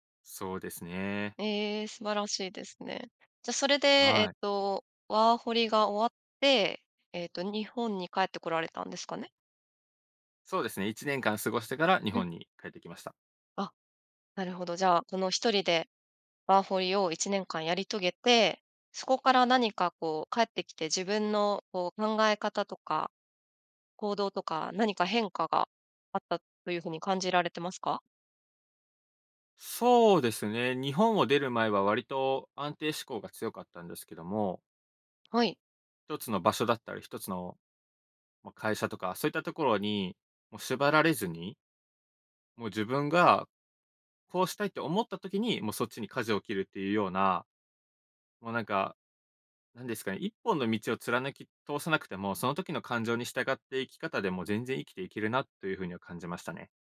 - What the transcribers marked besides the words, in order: other noise
- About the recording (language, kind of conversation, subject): Japanese, podcast, 初めて一人でやり遂げたことは何ですか？